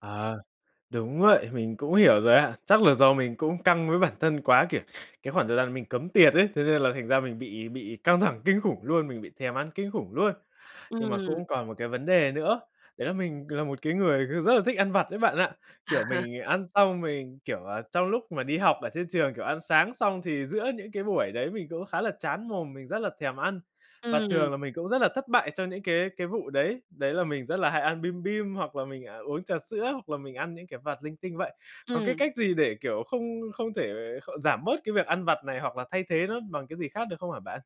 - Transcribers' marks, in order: laugh; tapping; other background noise
- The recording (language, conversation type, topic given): Vietnamese, advice, Làm sao để không thất bại khi ăn kiêng và tránh quay lại thói quen cũ?